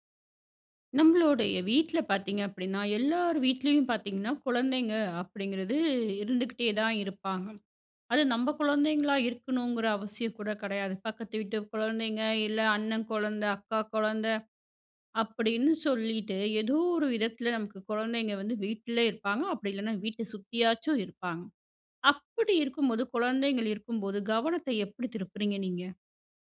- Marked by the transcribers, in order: none
- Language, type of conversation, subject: Tamil, podcast, குழந்தைகள் அருகில் இருக்கும்போது அவர்களின் கவனத்தை வேறு விஷயத்திற்குத் திருப்புவது எப்படி?